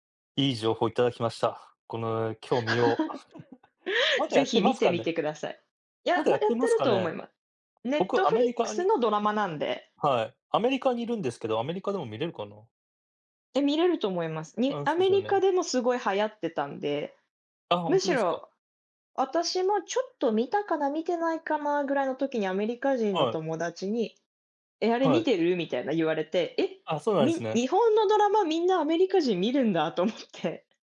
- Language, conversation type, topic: Japanese, unstructured, 今までに観た映画の中で、特に驚いた展開は何ですか？
- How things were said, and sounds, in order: chuckle; tapping